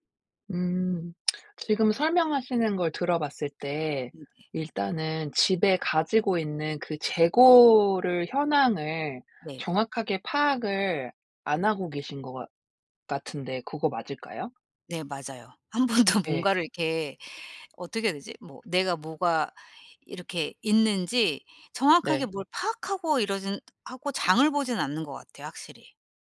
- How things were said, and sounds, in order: lip smack; tapping; laughing while speaking: "한 번도"
- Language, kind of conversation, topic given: Korean, advice, 세일 때문에 필요 없는 물건까지 사게 되는 습관을 어떻게 고칠 수 있을까요?